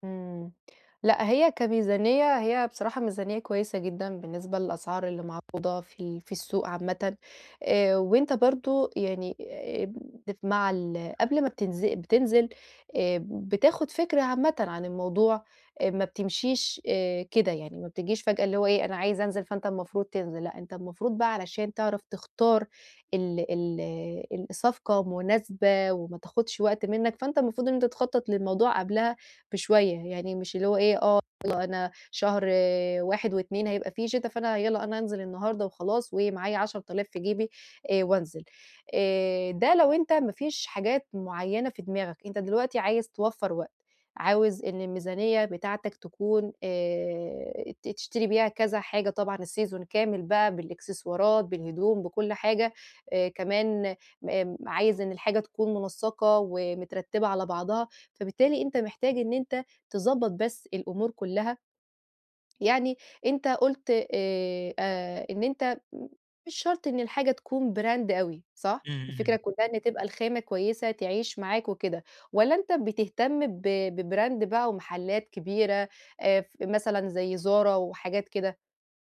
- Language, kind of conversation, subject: Arabic, advice, إزاي ألاقِي صفقات وأسعار حلوة وأنا بتسوّق للملابس والهدايا؟
- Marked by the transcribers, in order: tapping; in English: "الseason"; in English: "بالإكسسوارات"; in English: "براند"; in English: "ببراند"